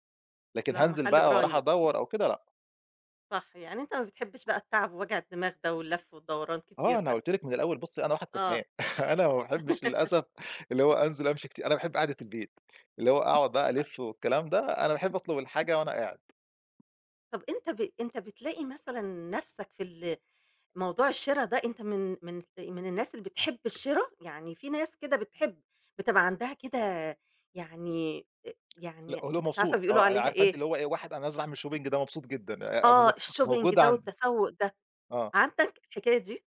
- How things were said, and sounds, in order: tapping; chuckle; laughing while speaking: "أنا ما باحبش للأسف اللي هو أنزل أمشي كتير"; laugh; unintelligible speech; in English: "shopping"; in English: "الshopping"
- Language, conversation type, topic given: Arabic, podcast, بتحب تشتري أونلاين ولا تفضل تروح المحل، وليه؟